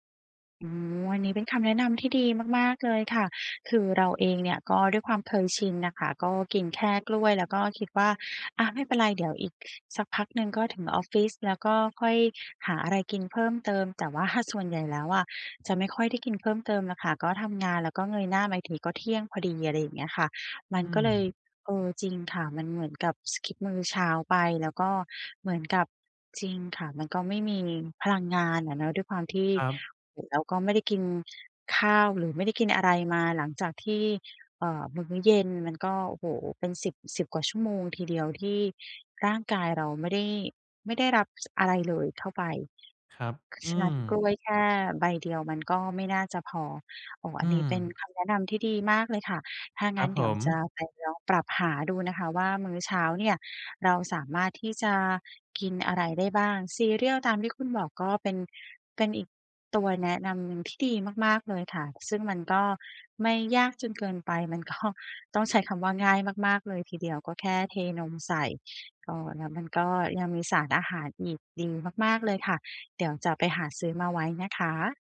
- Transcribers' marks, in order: in English: "skip"; unintelligible speech; laughing while speaking: "ก็"
- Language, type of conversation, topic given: Thai, advice, จะทำอย่างไรให้ตื่นเช้าทุกวันอย่างสดชื่นและไม่ง่วง?